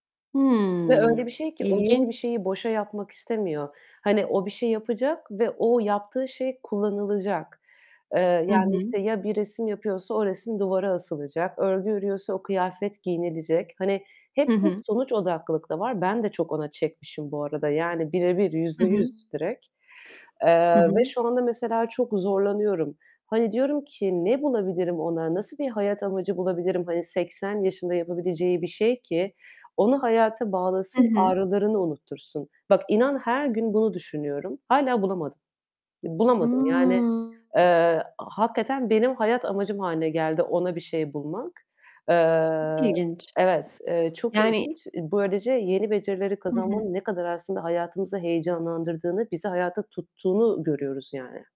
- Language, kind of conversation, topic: Turkish, unstructured, Hangi yeni becerileri öğrenmek seni heyecanlandırıyor?
- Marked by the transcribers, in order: distorted speech; other background noise; tapping; unintelligible speech